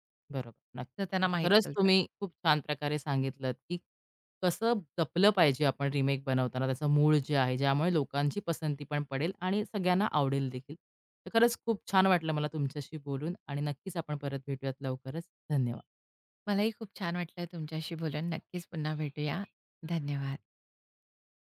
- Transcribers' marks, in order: tapping; other background noise
- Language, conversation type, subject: Marathi, podcast, रिमेक करताना मूळ कथेचा गाभा कसा जपावा?